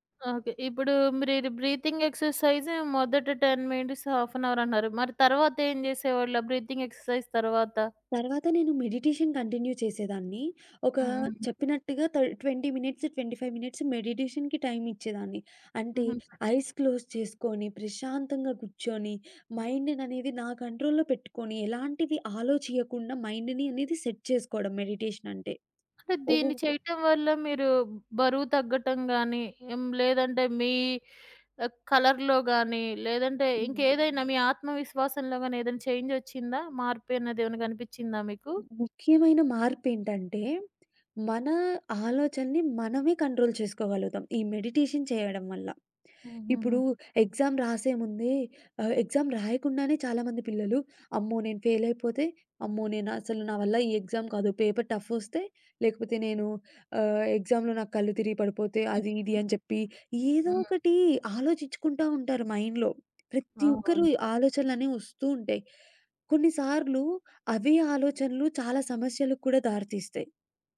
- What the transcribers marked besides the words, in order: in English: "బ్రీతింగ్ ఎక్సర్సైజ్"; in English: "టెన్ మినిట్స్, హాఫ్ యాన్ అవర్"; tapping; in English: "బ్రీతింగ్ ఎక్సర్సైజ్"; in English: "మెడిటేషన్ కంటిన్యూ"; in English: "ట్వెంటీ మినిట్స్, ట్వెంటీ ఫైవ్ మినిట్స్ మెడిటేషన్‌కి"; other background noise; in English: "ఐస్ క్లోజ్"; in English: "మైండ్‌ననేది"; in English: "కంట్రోల్‌లో"; in English: "మైండ్‌ని"; in English: "సెట్"; in English: "మెడిటేషన్"; in English: "కలర్‌లో"; in English: "చేంజ్"; in English: "కంట్రోల్"; in English: "మెడిటేషన్"; in English: "ఎగ్జామ్"; in English: "ఎగ్జామ్"; in English: "ఫెయిల్"; in English: "ఎగ్జామ్"; in English: "పేపర్"; in English: "ఎగ్జామ్‌లో"; in English: "మైండ్‌లో"
- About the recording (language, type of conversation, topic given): Telugu, podcast, ఒక చిన్న అలవాటు మీ రోజువారీ దినచర్యను ఎలా మార్చిందో చెప్పగలరా?